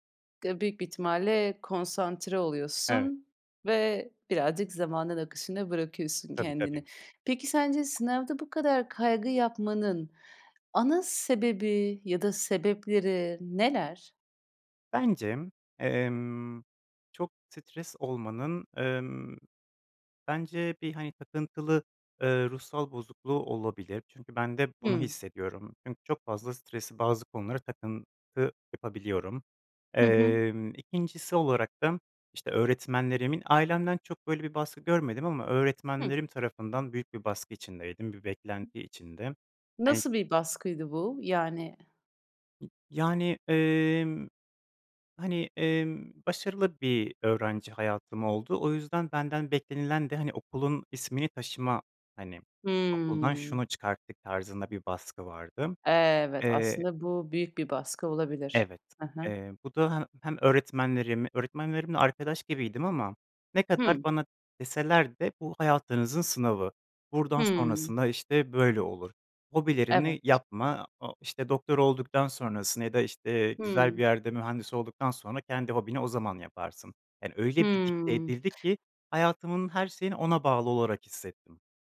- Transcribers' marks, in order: unintelligible speech
- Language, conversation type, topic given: Turkish, podcast, Sınav kaygısıyla başa çıkmak için genelde ne yaparsın?